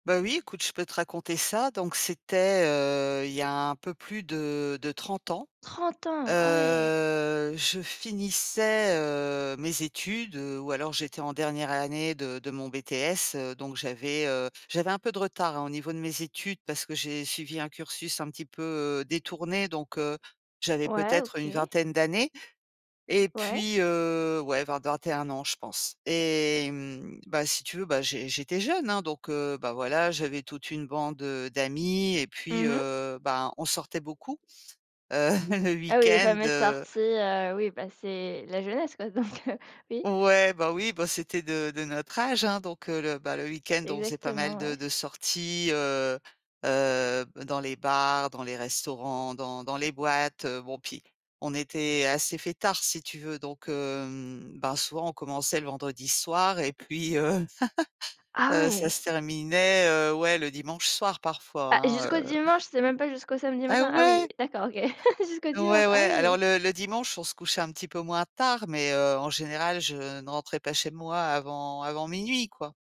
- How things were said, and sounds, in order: stressed: "trente ans"; drawn out: "Heu"; laughing while speaking: "heu"; laughing while speaking: "donc, heu"; laugh; laugh
- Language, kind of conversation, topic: French, podcast, Comment une rencontre avec un inconnu s’est-elle transformée en une belle amitié ?